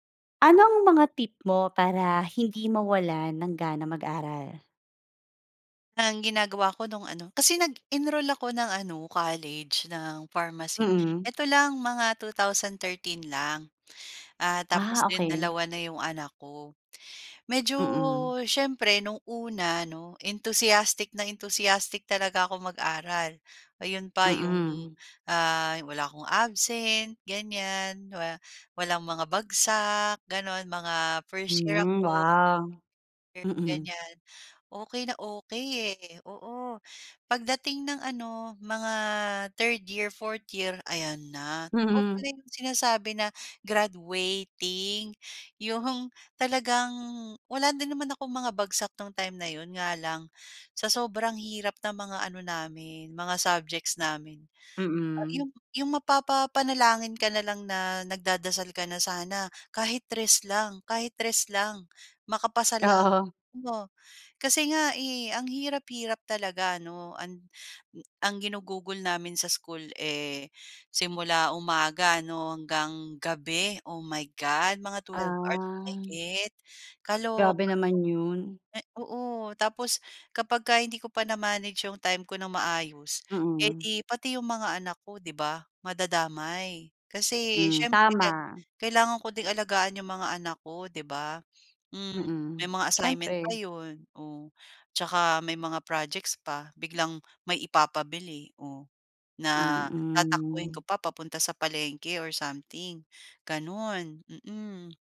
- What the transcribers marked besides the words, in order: fan; in English: "entusiastic na entusiastic"; laughing while speaking: "Mhm"; in English: "graduating"; other background noise; laughing while speaking: "Oo"; wind; in English: "na-manage"; in English: "projects"
- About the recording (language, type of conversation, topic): Filipino, podcast, Paano mo maiiwasang mawalan ng gana sa pag-aaral?